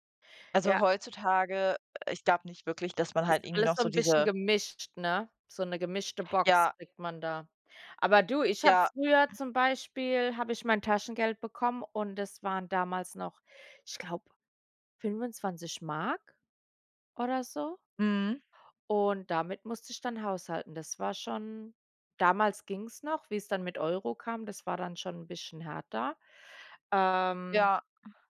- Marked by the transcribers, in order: other noise
- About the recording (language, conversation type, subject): German, unstructured, Wie gehst du mit deinem Taschengeld um?